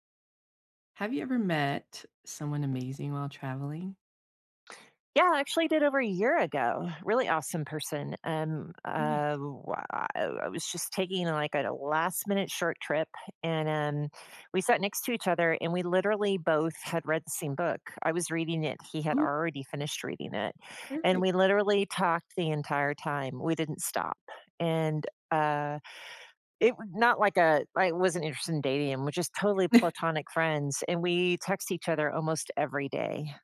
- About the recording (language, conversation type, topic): English, unstructured, How can I meet someone amazing while traveling?
- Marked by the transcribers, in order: chuckle